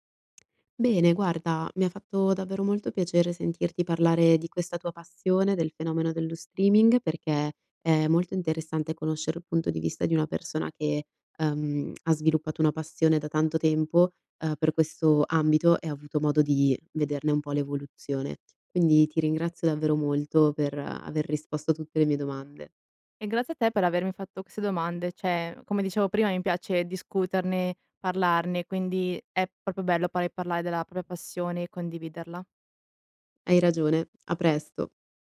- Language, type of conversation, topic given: Italian, podcast, Cosa pensi del fenomeno dello streaming e del binge‑watching?
- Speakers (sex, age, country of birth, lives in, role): female, 20-24, Italy, Italy, guest; female, 25-29, Italy, Italy, host
- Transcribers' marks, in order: tapping; lip smack; "queste" said as "quese"; "Cioè" said as "ceh"; "proprio" said as "propio"; "propria" said as "propa"